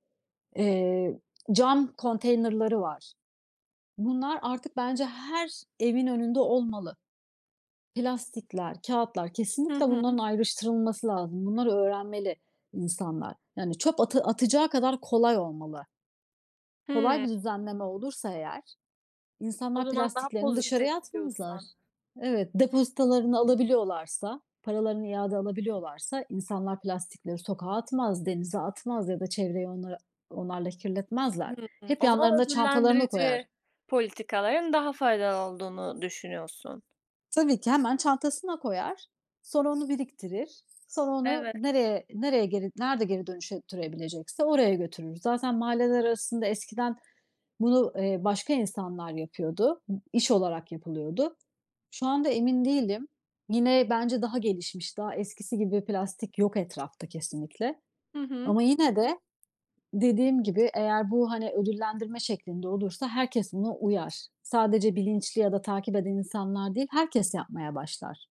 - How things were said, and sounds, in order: other background noise; "dönüştürebilecekse" said as "dönüşetürebilecekse"
- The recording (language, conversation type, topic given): Turkish, podcast, Plastik kullanımını azaltmak için sence neler yapmalıyız?